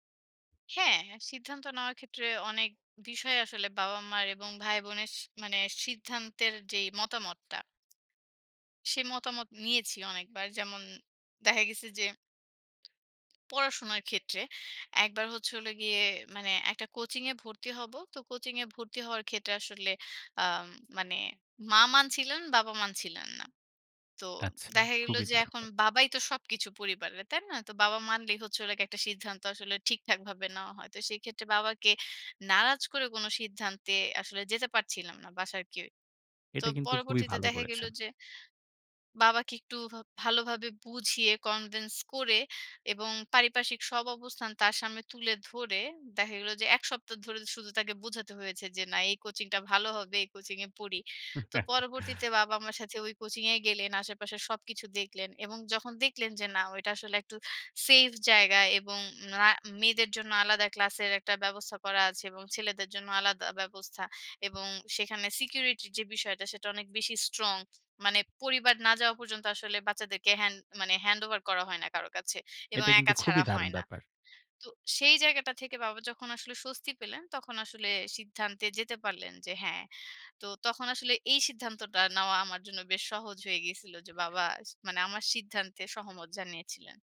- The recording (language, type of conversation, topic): Bengali, podcast, জীবনে আপনি সবচেয়ে সাহসী সিদ্ধান্তটি কী নিয়েছিলেন?
- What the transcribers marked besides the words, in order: tapping; other background noise; in English: "convince"; chuckle; in English: "strong"; in English: "handover"